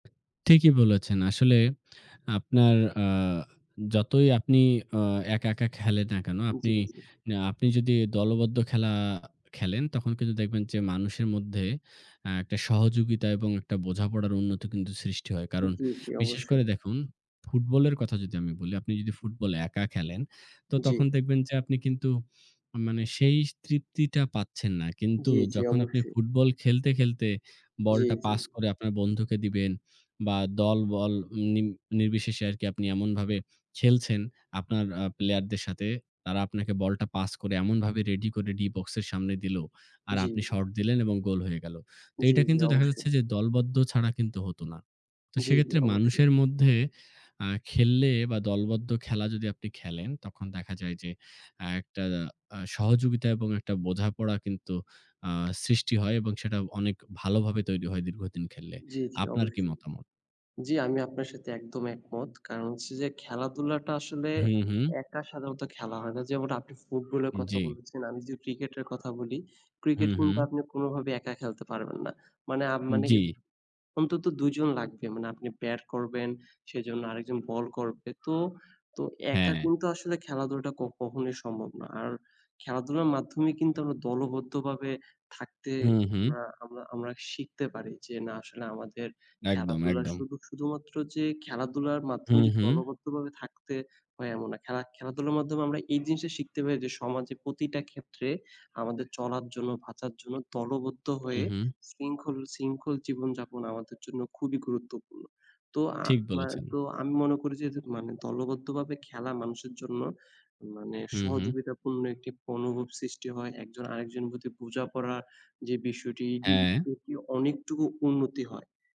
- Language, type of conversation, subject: Bengali, unstructured, আপনার মতে, খেলাধুলায় অংশগ্রহণের সবচেয়ে বড় উপকারিতা কী?
- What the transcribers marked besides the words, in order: other background noise; tapping